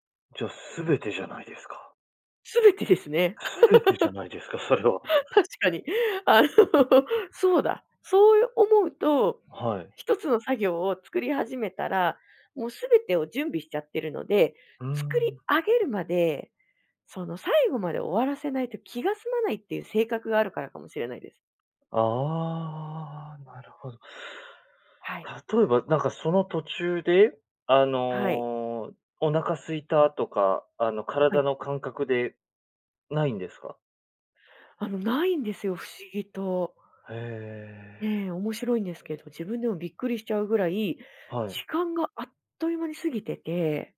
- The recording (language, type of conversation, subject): Japanese, podcast, 趣味に没頭して「ゾーン」に入ったと感じる瞬間は、どんな感覚ですか？
- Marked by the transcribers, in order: laugh; laughing while speaking: "確かに。あの"; unintelligible speech